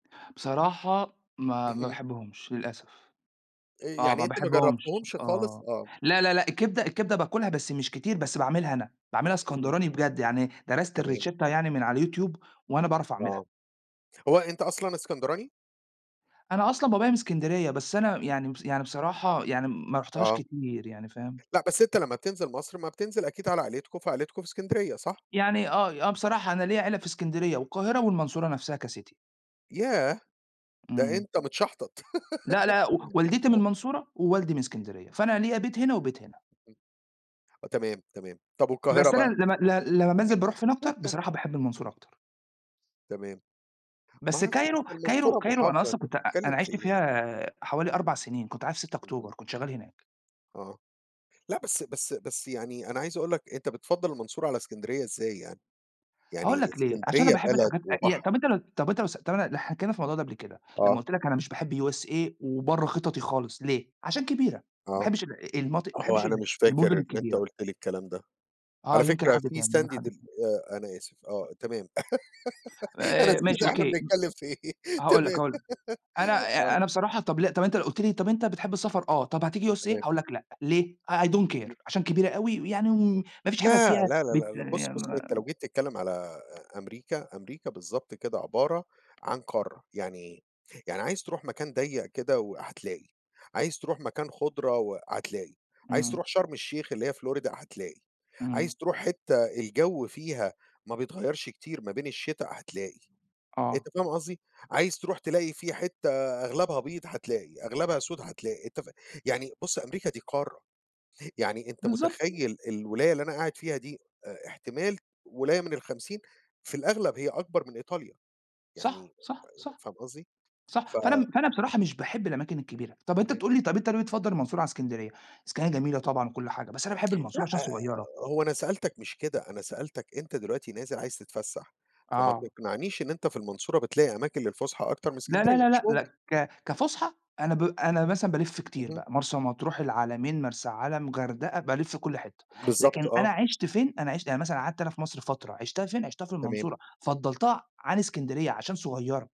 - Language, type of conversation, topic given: Arabic, unstructured, إيه أكتر وجبة بتحبها وليه بتحبها؟
- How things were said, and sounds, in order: unintelligible speech; in English: "الRicetta"; tapping; unintelligible speech; other background noise; in English: "كCity"; giggle; unintelligible speech; unintelligible speech; chuckle; unintelligible speech; giggle; laughing while speaking: "أنا نسيت إحنا بنتكلم في إيه؟ تمام"; giggle; unintelligible speech; in English: "I Don't Care"; unintelligible speech; unintelligible speech